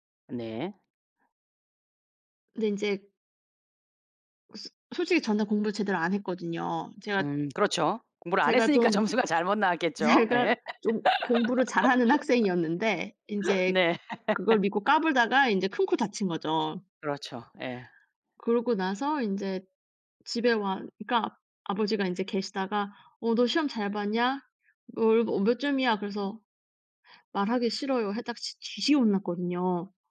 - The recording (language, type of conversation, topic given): Korean, podcast, 자녀가 실패했을 때 부모는 어떻게 반응해야 할까요?
- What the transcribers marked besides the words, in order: tapping; laughing while speaking: "제가"; laughing while speaking: "점수가"; laugh